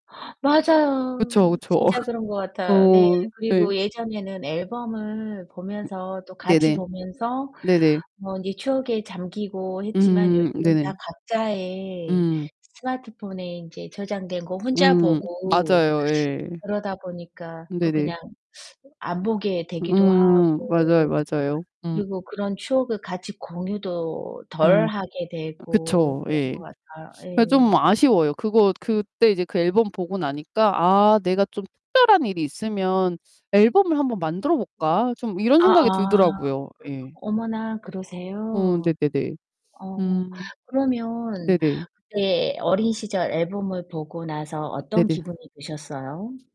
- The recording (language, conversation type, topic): Korean, unstructured, 추억을 간직하는 것이 삶에 어떤 의미가 있다고 생각하나요?
- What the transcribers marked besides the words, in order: gasp; laugh; tapping; teeth sucking; static